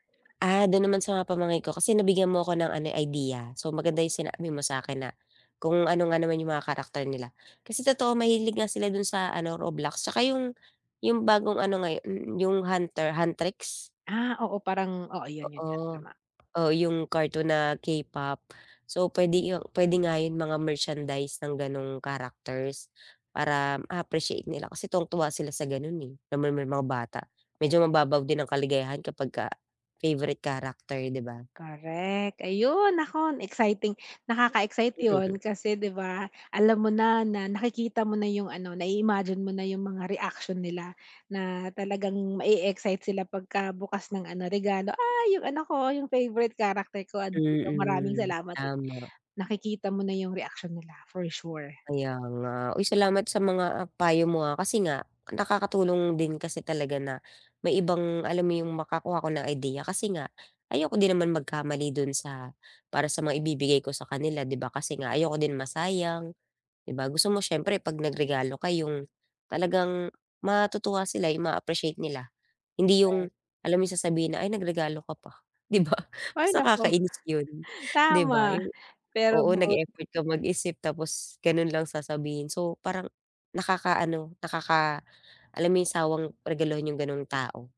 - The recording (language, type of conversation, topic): Filipino, advice, Paano ako makakahanap ng magandang regalong siguradong magugustuhan ng mahal ko?
- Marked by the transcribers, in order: other background noise; tapping; joyful: "Correct, ayon nako exciting"; chuckle; joyful: "ay, 'yong anak ko 'yong favorite character ko andito maraming salamat"; other noise; put-on voice: "uy, salamat sa mga ah, payo mo ah, kasi nga"; laughing while speaking: "'di ba mas nakakainis 'yon 'di ba"; chuckle